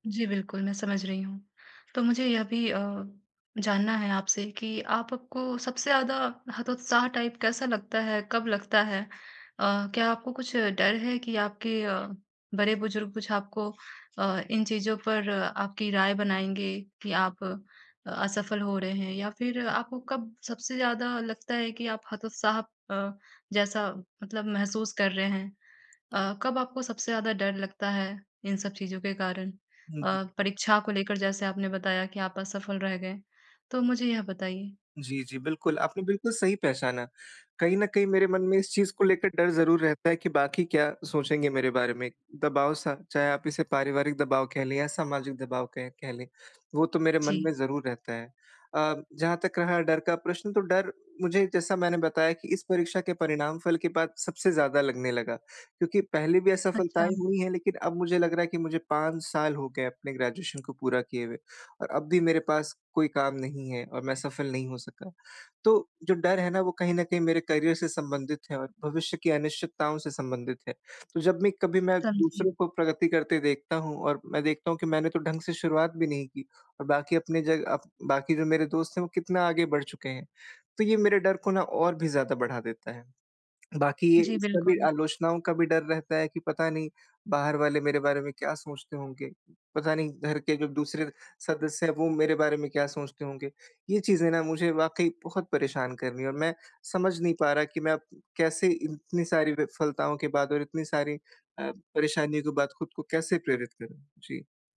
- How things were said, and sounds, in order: in English: "टाइप"; tapping; in English: "ग्रेजुएशन"; in English: "करियर"
- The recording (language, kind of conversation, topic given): Hindi, advice, चोट के बाद मैं खुद को मानसिक रूप से कैसे मजबूत और प्रेरित रख सकता/सकती हूँ?